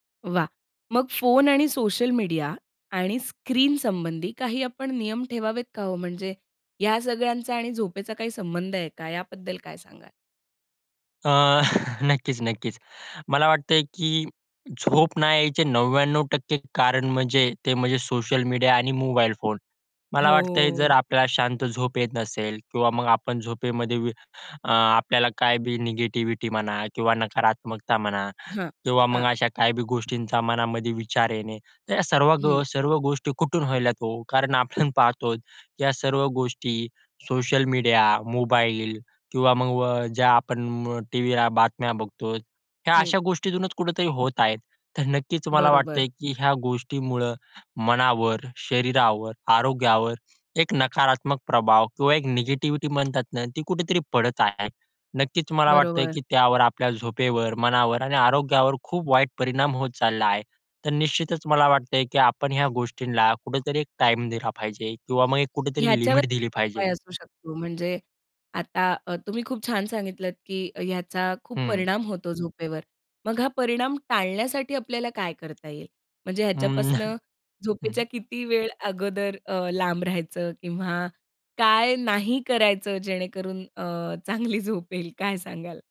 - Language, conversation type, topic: Marathi, podcast, झोपेपूर्वी शांत होण्यासाठी तुम्ही काय करता?
- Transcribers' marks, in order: chuckle; other background noise; "होतात" said as "व्हायल्यात"; tapping; bird; laughing while speaking: "हं"; laughing while speaking: "चांगली झोपेल काय सांगाल?"